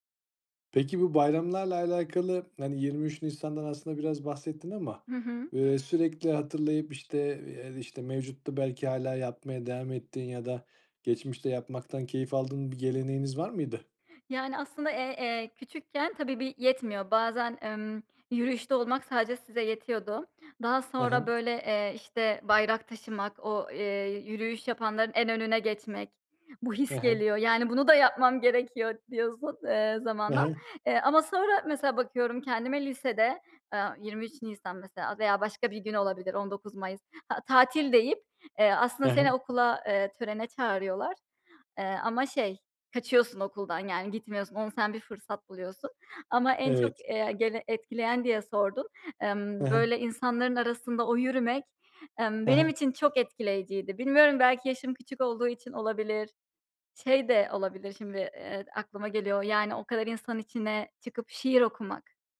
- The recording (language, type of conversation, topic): Turkish, podcast, Bayramlarda ya da kutlamalarda seni en çok etkileyen gelenek hangisi?
- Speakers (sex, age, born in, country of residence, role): female, 30-34, Turkey, United States, guest; male, 35-39, Turkey, Austria, host
- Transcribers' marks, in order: other background noise; tapping; laughing while speaking: "yapmam gerekiyor d diyorsun"